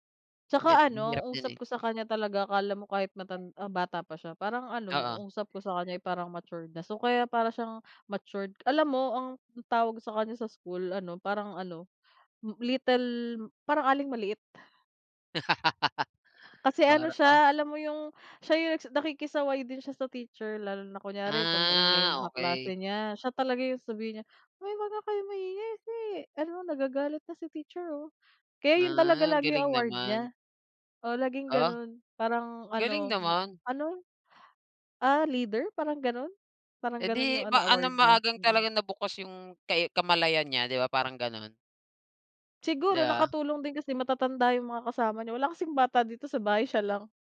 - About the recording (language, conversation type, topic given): Filipino, unstructured, Anong libangan ang pinakagusto mong gawin kapag may libre kang oras?
- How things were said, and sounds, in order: tapping; laugh; put-on voice: "Uy wag nga kayong maingay kasi ano nagagalit na si teacher oh"